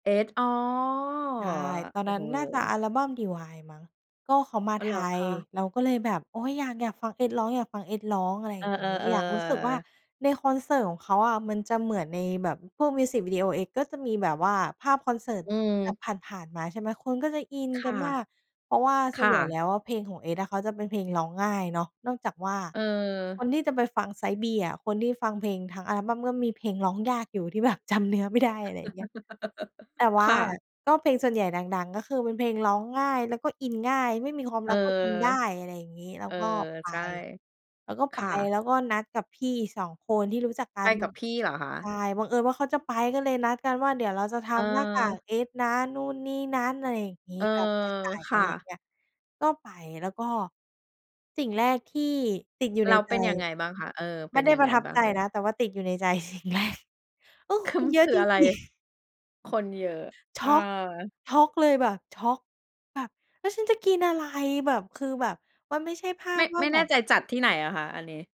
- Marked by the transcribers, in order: chuckle; laughing while speaking: "จำ"; laughing while speaking: "สิ่งแรก"; laughing while speaking: "จริง ๆ"
- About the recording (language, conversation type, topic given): Thai, podcast, เล่าประสบการณ์ไปดูคอนเสิร์ตที่ประทับใจที่สุดของคุณให้ฟังหน่อยได้ไหม?